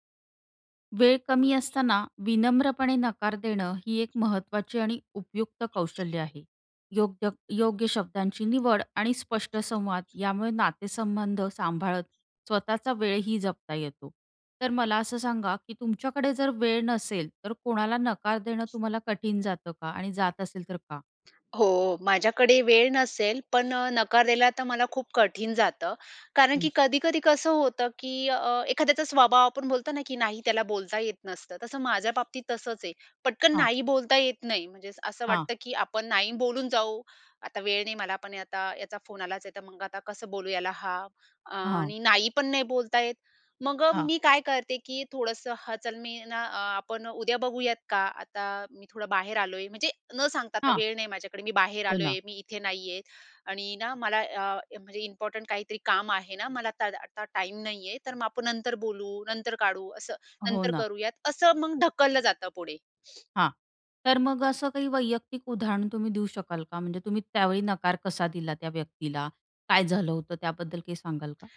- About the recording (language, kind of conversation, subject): Marathi, podcast, वेळ नसेल तर तुम्ही नकार कसा देता?
- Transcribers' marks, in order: other background noise; in English: "इम्पॉर्टंट"